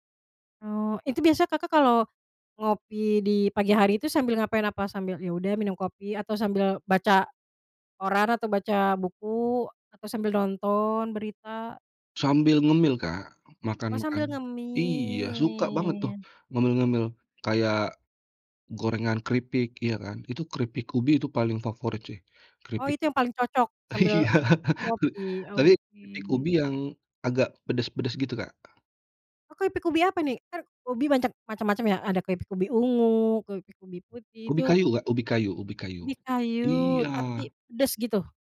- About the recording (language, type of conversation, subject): Indonesian, podcast, Bagaimana ritual kopi atau teh pagimu di rumah?
- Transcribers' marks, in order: other background noise; drawn out: "ngemil?"; laughing while speaking: "iya"; other noise